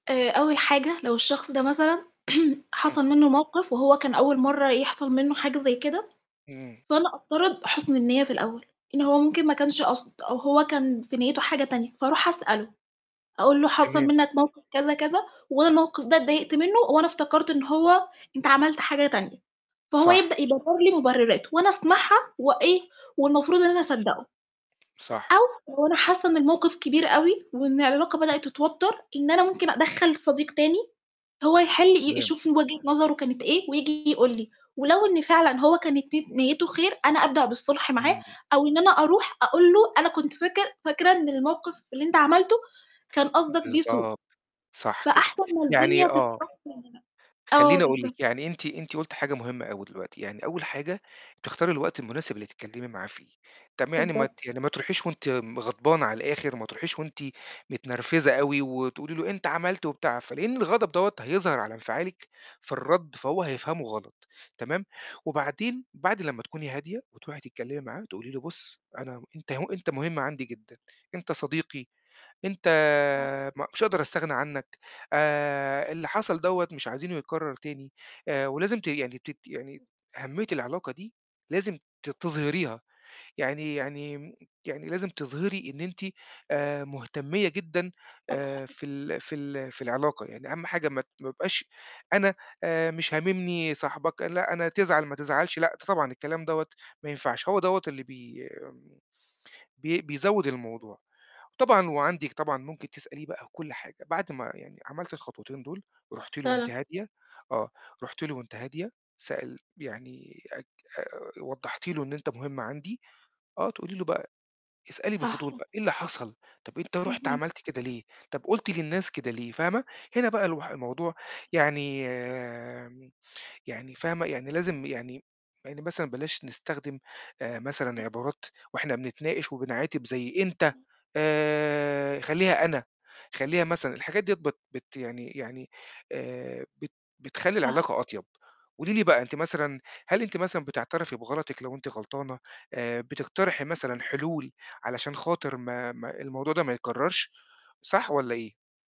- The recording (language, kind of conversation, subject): Arabic, unstructured, بتخاف تخسر صاحبك بسبب سوء تفاهم، وبتتصرف إزاي؟
- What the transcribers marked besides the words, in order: throat clearing; tapping; other background noise; distorted speech; unintelligible speech; unintelligible speech; background speech; other noise